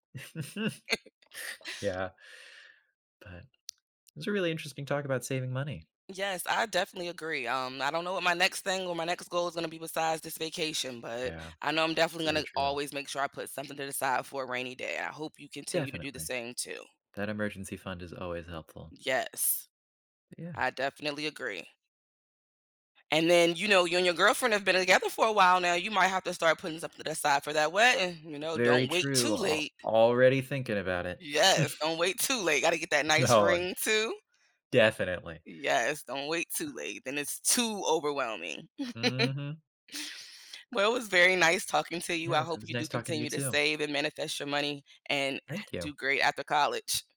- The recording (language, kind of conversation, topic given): English, unstructured, How has saving money made a positive impact on your life?
- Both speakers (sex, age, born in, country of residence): female, 40-44, United States, United States; male, 20-24, United States, United States
- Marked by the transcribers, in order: chuckle; laugh; tapping; other background noise; chuckle; laughing while speaking: "No"; stressed: "too"; chuckle